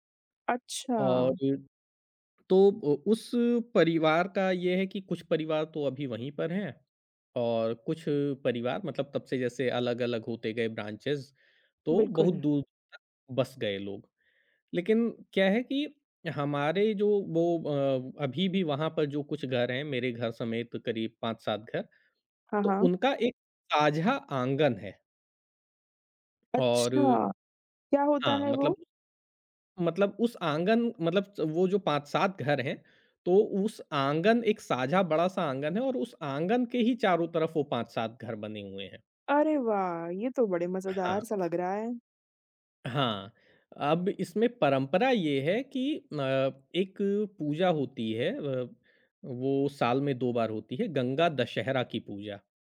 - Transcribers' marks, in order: in English: "ब्रांचेज़"
- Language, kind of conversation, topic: Hindi, podcast, आपके परिवार की सबसे यादगार परंपरा कौन-सी है?
- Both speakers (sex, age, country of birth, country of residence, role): female, 20-24, India, India, host; male, 40-44, India, Germany, guest